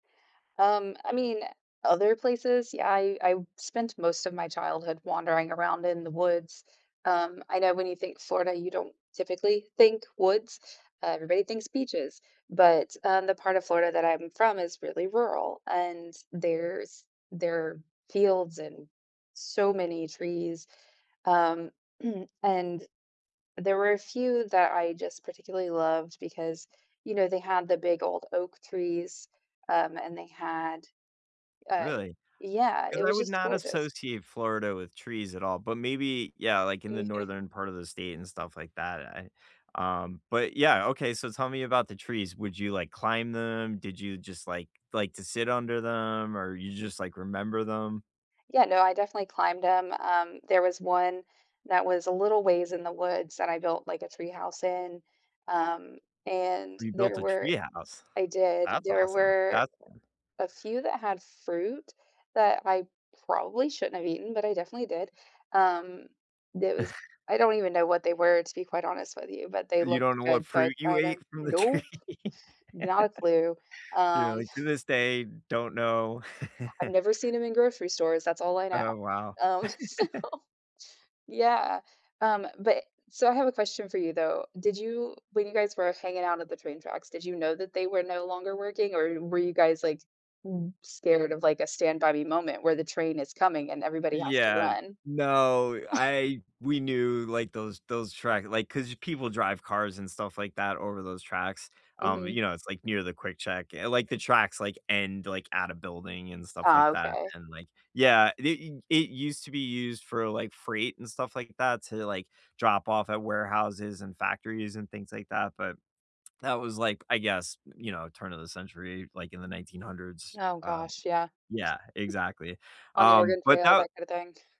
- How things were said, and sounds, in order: throat clearing; chuckle; chuckle; laughing while speaking: "tree?"; laugh; chuckle; laugh; laugh; laughing while speaking: "so"; chuckle; chuckle
- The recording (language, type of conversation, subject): English, unstructured, What place from your childhood still stays with you, and what makes it unforgettable?